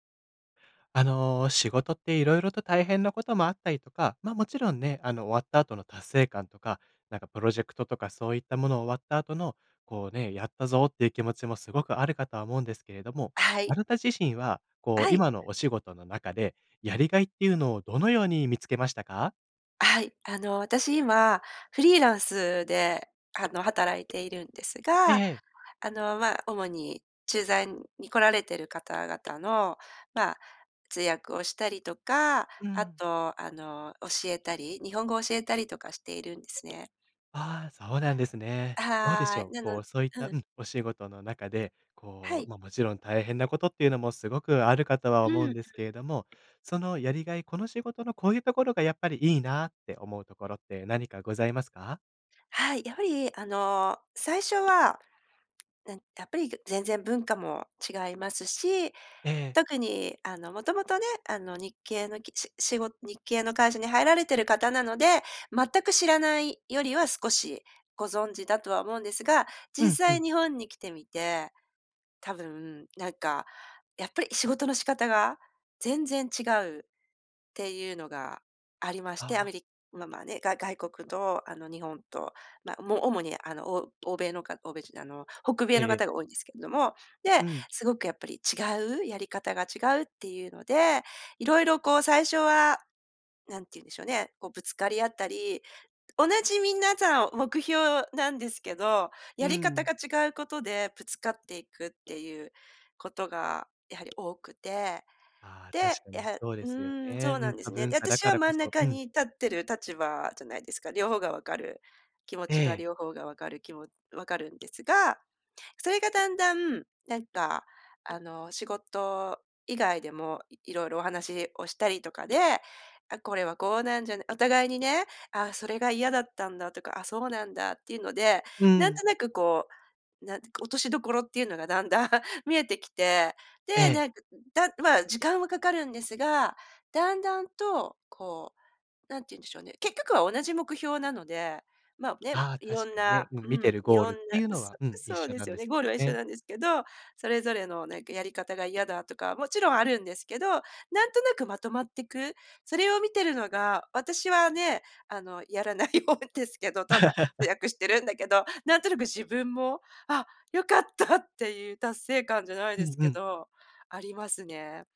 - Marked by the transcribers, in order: other noise; laughing while speaking: "だんだん"; laughing while speaking: "やらないようですけど"; laugh
- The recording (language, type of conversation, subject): Japanese, podcast, 仕事でやりがいをどう見つけましたか？